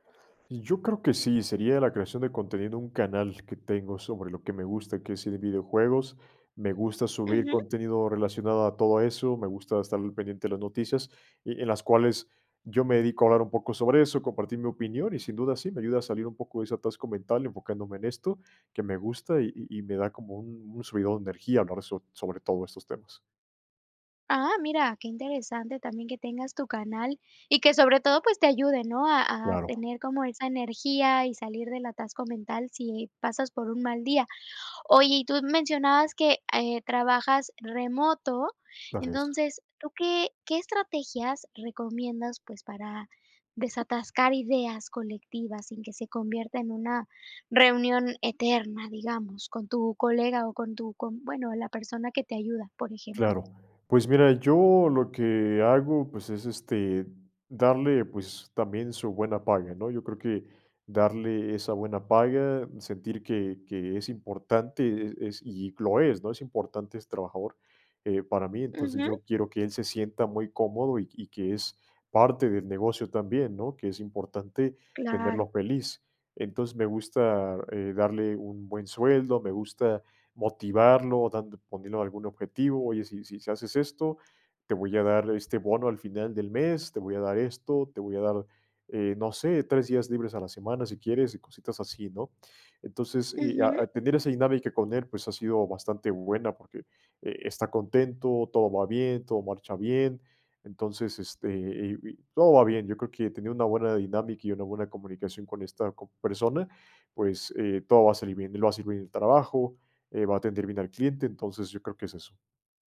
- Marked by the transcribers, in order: none
- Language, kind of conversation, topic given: Spanish, podcast, ¿Qué técnicas usas para salir de un bloqueo mental?
- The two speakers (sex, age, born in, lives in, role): female, 35-39, Mexico, Germany, host; male, 25-29, Mexico, Mexico, guest